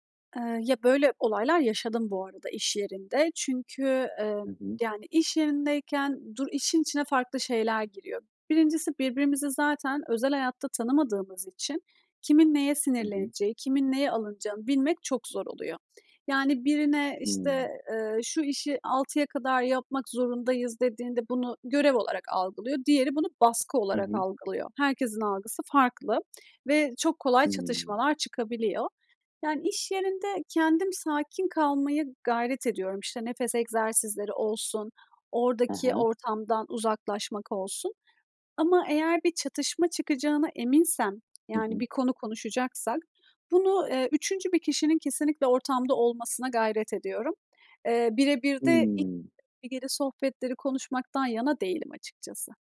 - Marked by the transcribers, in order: other background noise; unintelligible speech
- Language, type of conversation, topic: Turkish, podcast, Çatışma çıktığında nasıl sakin kalırsın?